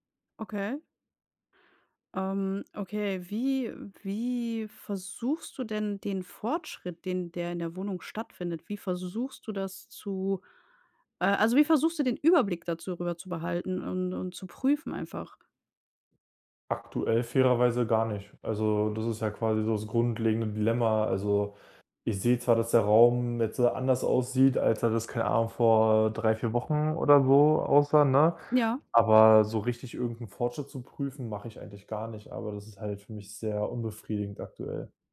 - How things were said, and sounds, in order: none
- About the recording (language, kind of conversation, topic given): German, advice, Wie kann ich meine Fortschritte verfolgen, ohne mich überfordert zu fühlen?
- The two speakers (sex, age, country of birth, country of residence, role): female, 35-39, Germany, Germany, advisor; male, 25-29, Germany, Germany, user